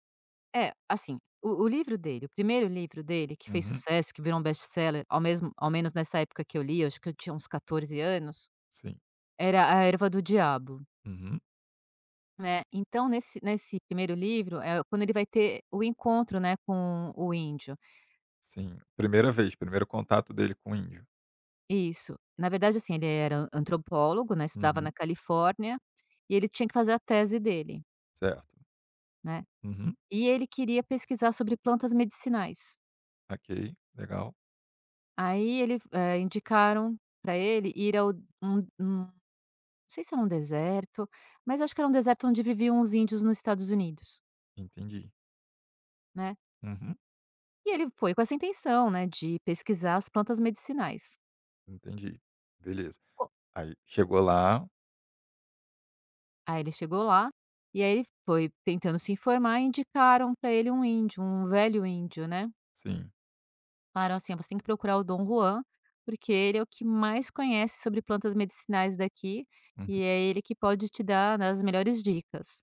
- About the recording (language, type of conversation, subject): Portuguese, podcast, Qual personagem de livro mais te marcou e por quê?
- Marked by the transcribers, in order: tapping